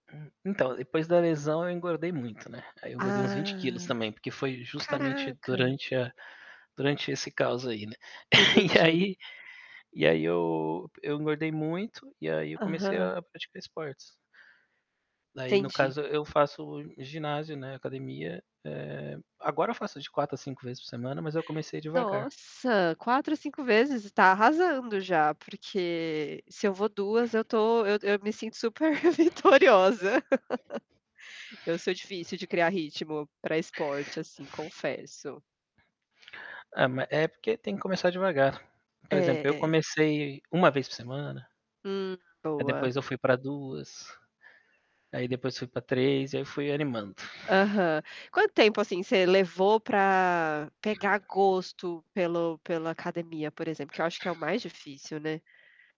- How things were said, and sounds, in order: other background noise; drawn out: "Ah"; chuckle; laughing while speaking: "vitoriosa"; laugh; tapping; distorted speech; static
- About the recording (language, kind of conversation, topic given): Portuguese, unstructured, Como o esporte ajuda você a lidar com o estresse?